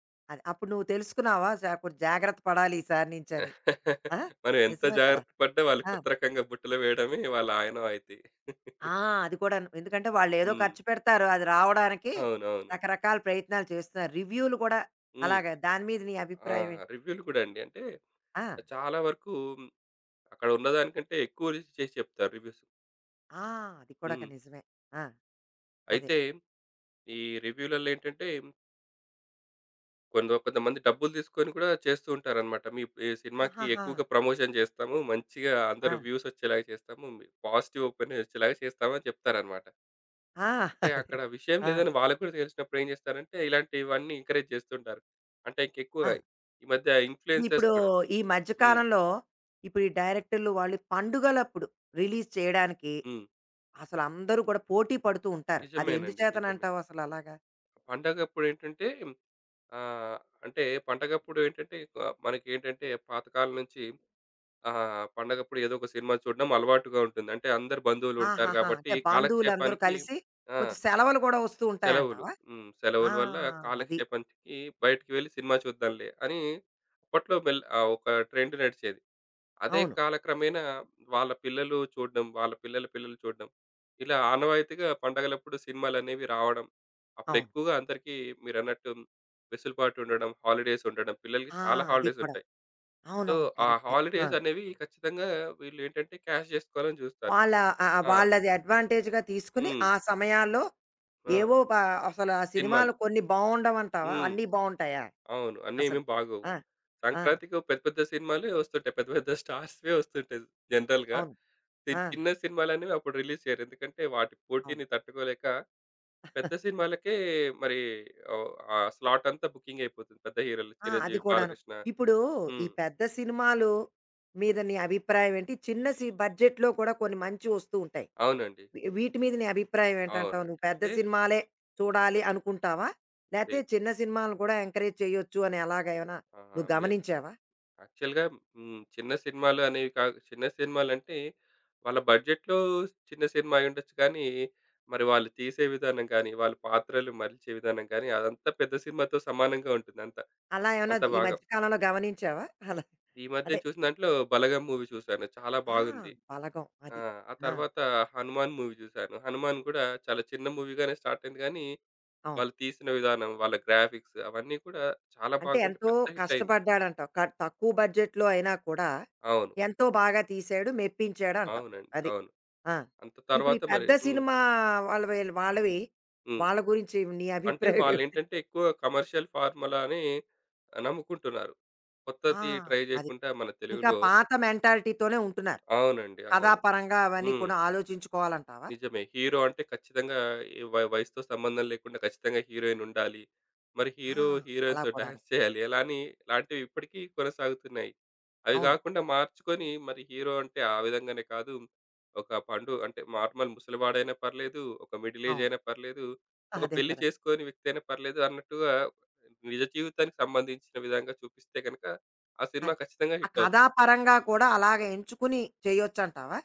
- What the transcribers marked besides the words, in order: chuckle; "ఆనవాయితి" said as "ఆయినవాయితి"; chuckle; other background noise; in English: "రివ్యూస్"; in English: "ప్రమోషన్"; in English: "పాజిటివ్ ఓపిన్"; laughing while speaking: "అదే"; in English: "ఎంకరేజ్"; in English: "ఇన్‌ఫ్లుయెన్సర్స్"; in English: "రిలీజ్"; in English: "ట్రెండ్"; in English: "హాలిడేస్"; in English: "హాలిడేస్"; in English: "సో"; in English: "హాలిడేస్"; in English: "క్యాష్"; in English: "అడ్వాంటేజ్‌గా"; in English: "స్టార్స్‌వే"; in English: "జనరల్‌గా"; in English: "రిలీజ్"; chuckle; in English: "బుకింగ్"; in English: "బడ్జెట్‌లో"; tapping; in English: "ఎంకరేజ్"; in English: "యాక్చువల్‌గా"; in English: "బడ్జెట్‌లో"; in English: "మూవీ"; in English: "మూవీ"; in English: "మూవీగానే స్టార్ట్"; in English: "గ్రాఫిక్స్"; in English: "హిట్"; in English: "బడ్జెట్‌లో"; laughing while speaking: "నీ అభిప్రాయం ఏమిటి?"; in English: "కమర్షియల్ ఫార్మలాని"; in English: "ట్రై"; in English: "మెంటాలిటీతోనే"; in English: "హీరో"; in English: "హీరో హీరోయిన్‌తో డాన్స్"; in English: "హీరో"; in English: "నార్మల్"; in English: "మిడిల్"; in English: "హిట్"
- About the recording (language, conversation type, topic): Telugu, podcast, సినిమాలు చూడాలన్న మీ ఆసక్తి కాలక్రమంలో ఎలా మారింది?